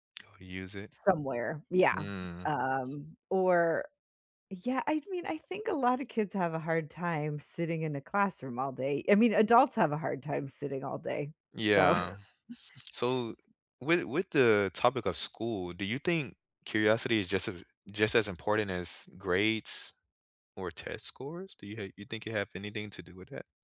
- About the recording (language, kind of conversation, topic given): English, unstructured, How important is curiosity in education?
- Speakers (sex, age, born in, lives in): female, 45-49, United States, United States; male, 25-29, United States, United States
- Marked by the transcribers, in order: other background noise; laugh